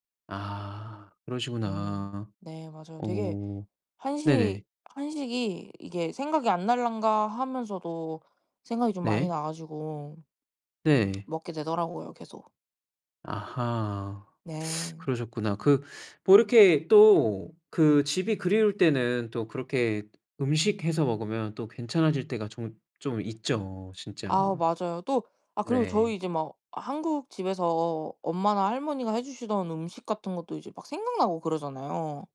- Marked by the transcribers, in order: lip smack; tapping
- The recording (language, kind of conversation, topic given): Korean, podcast, 집에 늘 챙겨두는 필수 재료는 무엇인가요?